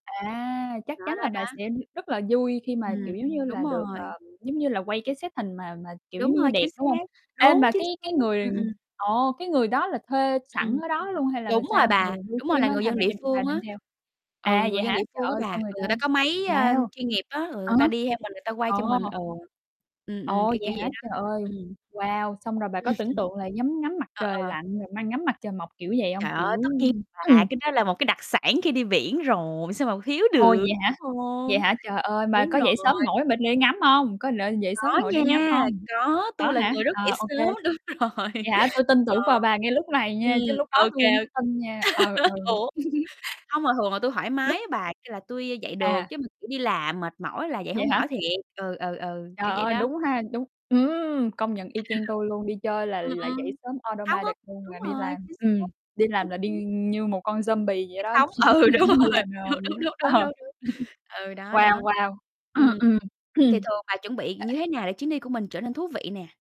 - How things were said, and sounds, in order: distorted speech; other background noise; static; in English: "set"; chuckle; tapping; laughing while speaking: "Đúng rồi"; laugh; chuckle; chuckle; in English: "automatic"; laughing while speaking: "ừ, đúng rồi"; in English: "zombie"; laughing while speaking: "chỉ lúc nào"; chuckle; throat clearing; unintelligible speech
- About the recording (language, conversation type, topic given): Vietnamese, unstructured, Điều gì khiến bạn cảm thấy hứng thú khi đi du lịch?
- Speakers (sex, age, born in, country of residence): female, 25-29, Vietnam, United States; female, 30-34, Vietnam, Vietnam